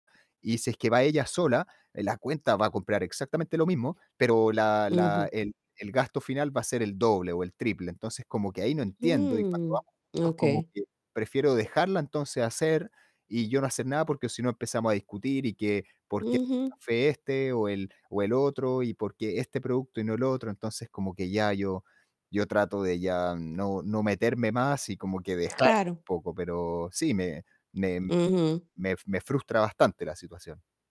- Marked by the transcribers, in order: other background noise; static; distorted speech
- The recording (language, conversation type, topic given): Spanish, advice, ¿Cómo puedo manejar los conflictos con mi pareja por tener hábitos de gasto muy diferentes?